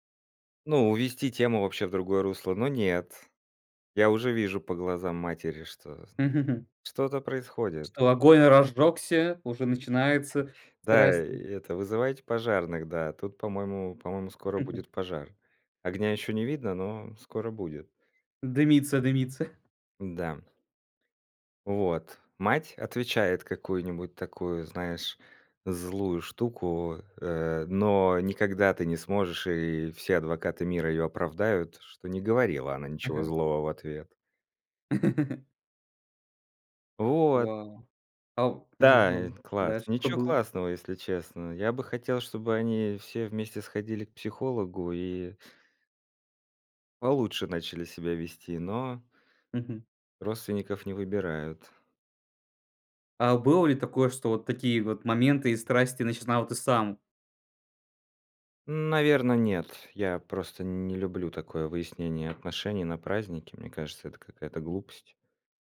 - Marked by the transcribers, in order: chuckle; chuckle; tapping; chuckle; other background noise
- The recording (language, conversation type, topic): Russian, podcast, Как обычно проходят разговоры за большим семейным столом у вас?